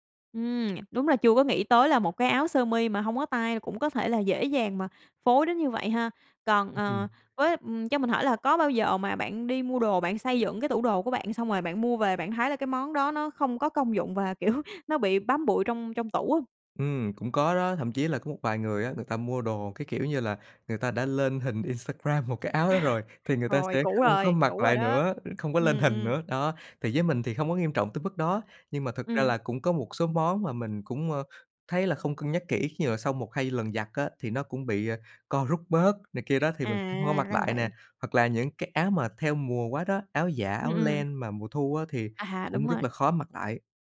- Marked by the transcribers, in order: lip smack; laughing while speaking: "kiểu"; other background noise; laugh; laughing while speaking: "lại nữa"; tapping
- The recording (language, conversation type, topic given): Vietnamese, podcast, Bạn xây dựng tủ đồ cơ bản như thế nào?